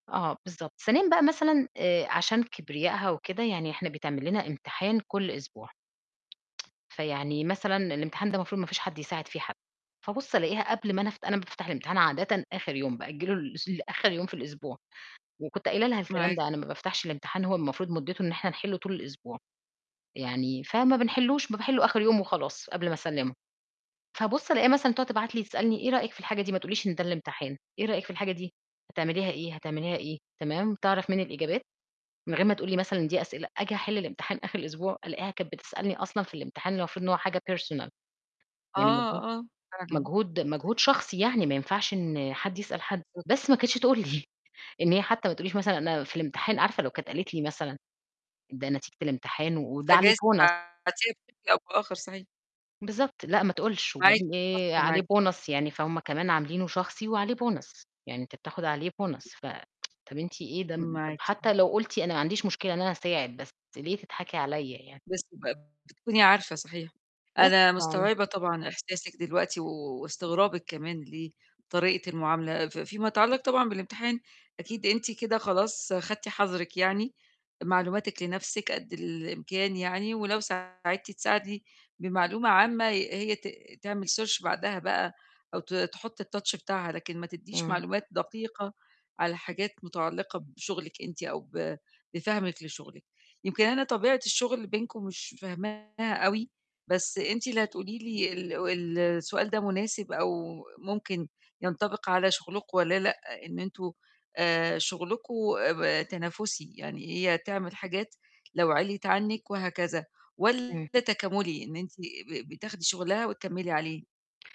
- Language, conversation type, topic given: Arabic, advice, إزاي أتعامل مع إحساس الغيرة والحسد اللي مسبب توتر في علاقاتي اليومية؟
- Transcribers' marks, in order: tapping; in English: "personal"; unintelligible speech; chuckle; in English: "bonus"; distorted speech; unintelligible speech; unintelligible speech; in English: "bonus"; in English: "bonus"; in English: "bonus"; tsk; other background noise; in English: "search"; in English: "الtouch"